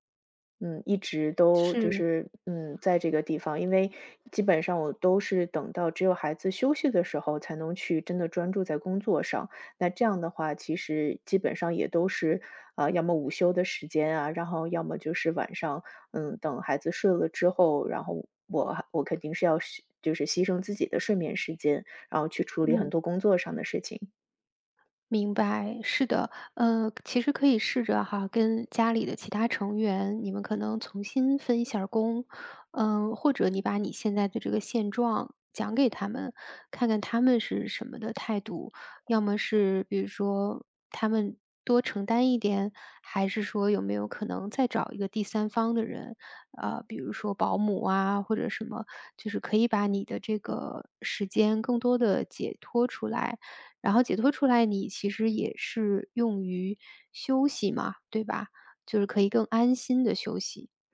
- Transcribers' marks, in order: other background noise; "重新" said as "从新"
- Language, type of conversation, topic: Chinese, advice, 我总觉得没有休息时间，明明很累却对休息感到内疚，该怎么办？